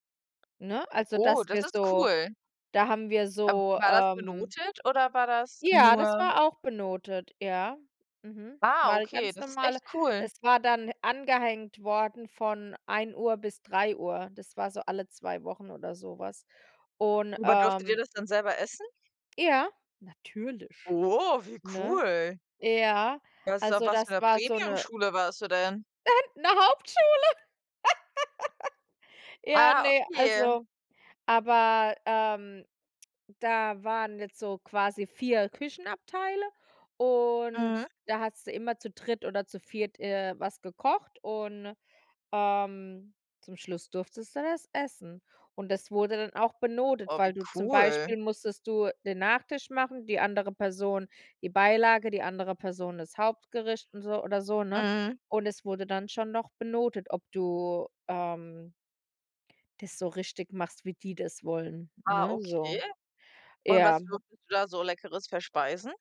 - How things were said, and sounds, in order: other background noise; stressed: "Oh"; chuckle; laugh; drawn out: "und"
- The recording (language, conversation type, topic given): German, unstructured, Findest du, dass das Schulsystem dich ausreichend auf das Leben vorbereitet?